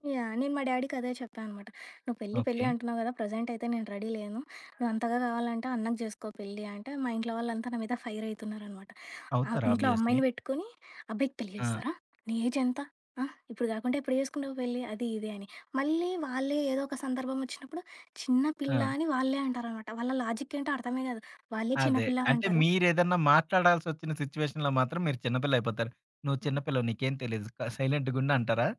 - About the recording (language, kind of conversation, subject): Telugu, podcast, వివాహం చేయాలా అనే నిర్ణయం మీరు ఎలా తీసుకుంటారు?
- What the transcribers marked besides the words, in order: in English: "డాడికి"; in English: "రెడీ"; in English: "ఆబ్‌వియస్‌లీ"; other background noise; in English: "సిచ్యువేషన్‌లో"